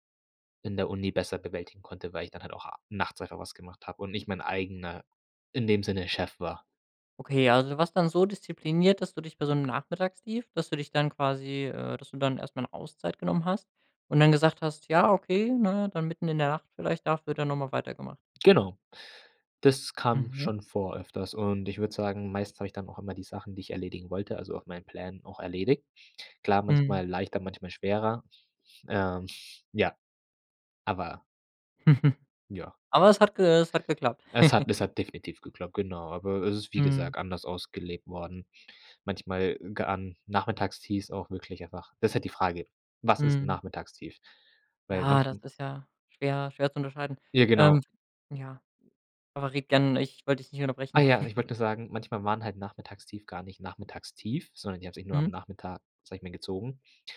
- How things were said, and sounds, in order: other background noise; snort; chuckle; chuckle; chuckle
- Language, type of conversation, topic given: German, podcast, Wie gehst du mit Energietiefs am Nachmittag um?